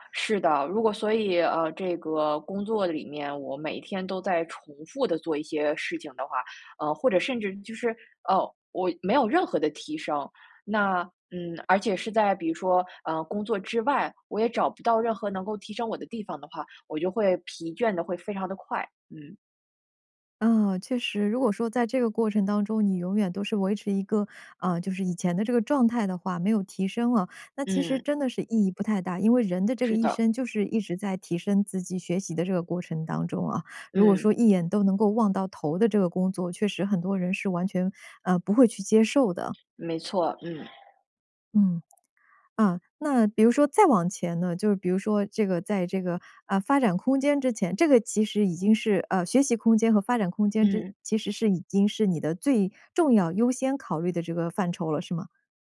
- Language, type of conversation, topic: Chinese, podcast, 你通常怎么决定要不要换一份工作啊？
- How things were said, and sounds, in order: other background noise